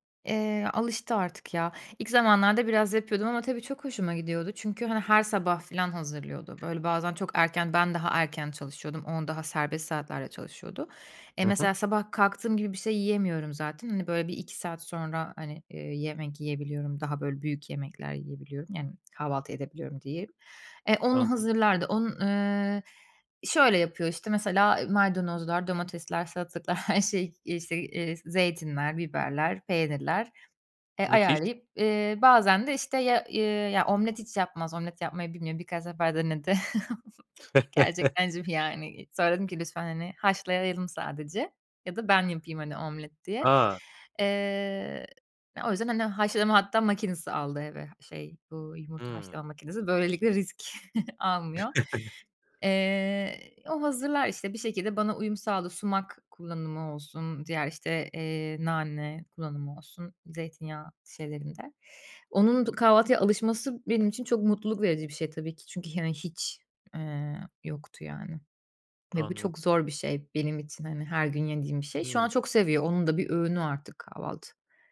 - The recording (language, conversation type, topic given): Turkish, podcast, Evde yemek paylaşımını ve sofraya dair ritüelleri nasıl tanımlarsın?
- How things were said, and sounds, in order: other background noise; laughing while speaking: "her şey"; chuckle; chuckle; unintelligible speech; chuckle